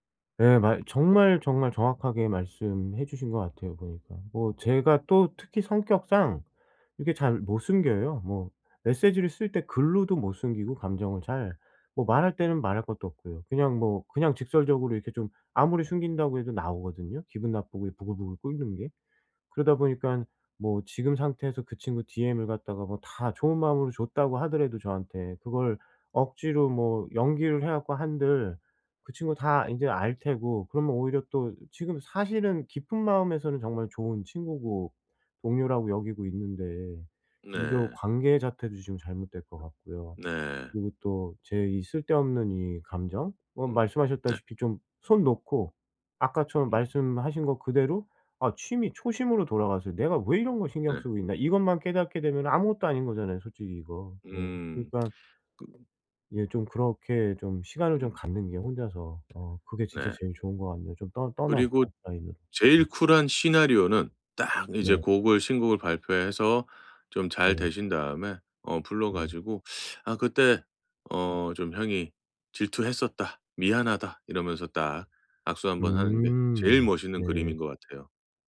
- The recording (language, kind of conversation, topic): Korean, advice, 친구의 성공을 보면 왜 자꾸 질투가 날까요?
- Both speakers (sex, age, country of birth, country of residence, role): male, 45-49, South Korea, South Korea, user; male, 45-49, South Korea, United States, advisor
- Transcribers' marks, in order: tapping; other background noise